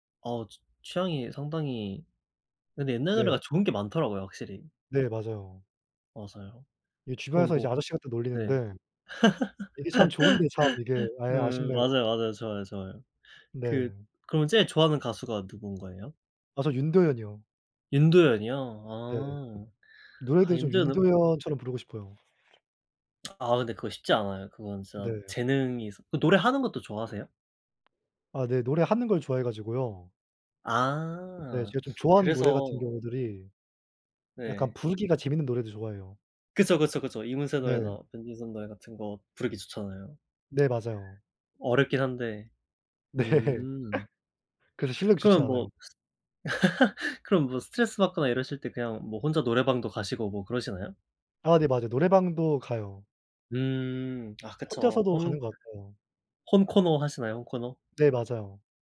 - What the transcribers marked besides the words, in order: tapping; laugh; other background noise; laughing while speaking: "네"; laugh
- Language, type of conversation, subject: Korean, unstructured, 스트레스를 받을 때 보통 어떻게 푸세요?